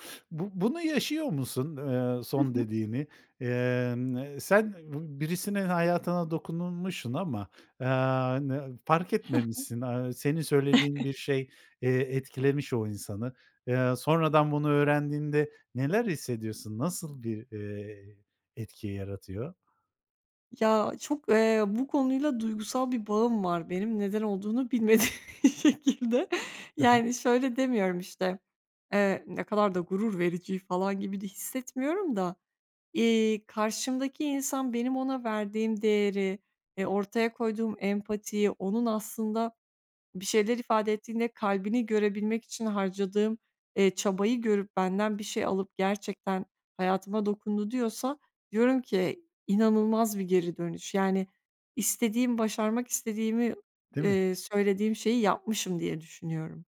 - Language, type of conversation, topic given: Turkish, podcast, Para mı yoksa anlam mı senin için öncelikli?
- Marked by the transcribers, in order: "dokunmuşsun" said as "dokunulmuşun"; chuckle; other background noise; laughing while speaking: "bilmediğim bir şekilde"; put-on voice: "ne kadar da gurur verici"